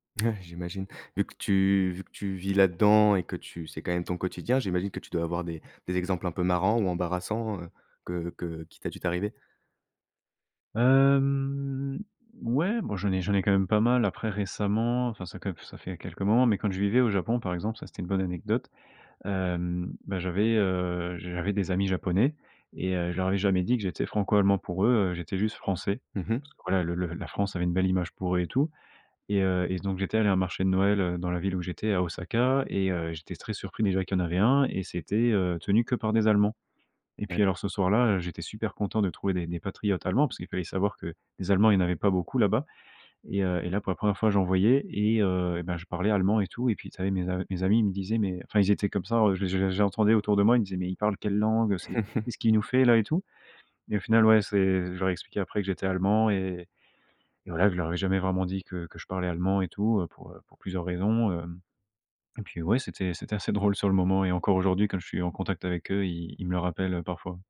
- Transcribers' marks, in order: drawn out: "Hem"; chuckle
- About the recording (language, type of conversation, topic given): French, podcast, Comment jongles-tu entre deux langues au quotidien ?